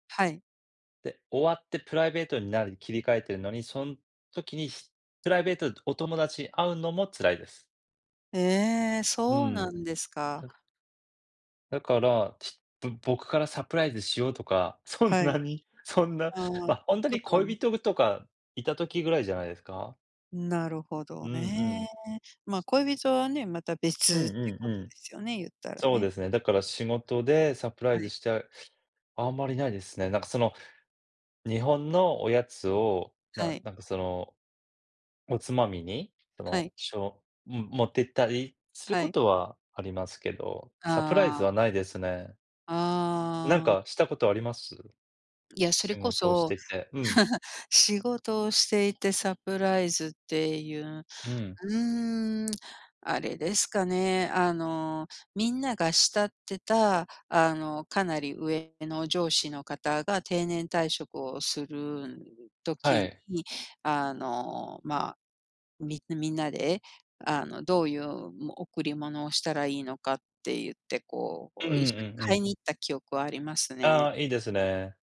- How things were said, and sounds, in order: laughing while speaking: "そんなに、そんな"; chuckle; other background noise
- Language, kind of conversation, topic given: Japanese, unstructured, 仕事中に経験した、嬉しいサプライズは何ですか？